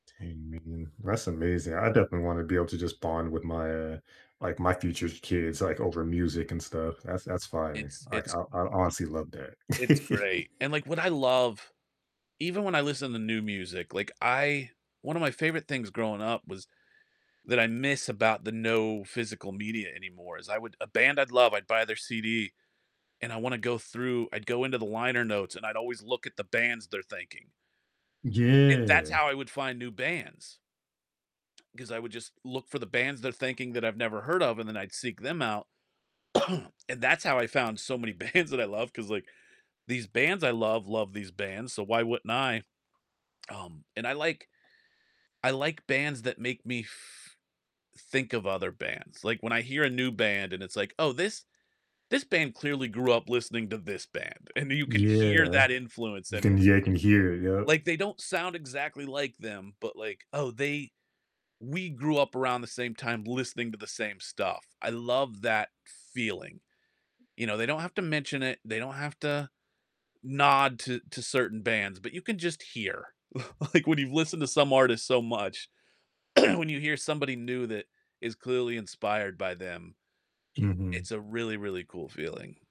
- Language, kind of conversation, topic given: English, unstructured, What song instantly takes you back to a happy time?
- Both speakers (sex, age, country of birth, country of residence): male, 30-34, United States, United States; male, 45-49, United States, United States
- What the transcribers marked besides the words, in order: distorted speech; laugh; static; drawn out: "Yeah"; cough; laughing while speaking: "bands"; tapping; other background noise; laughing while speaking: "L like"; cough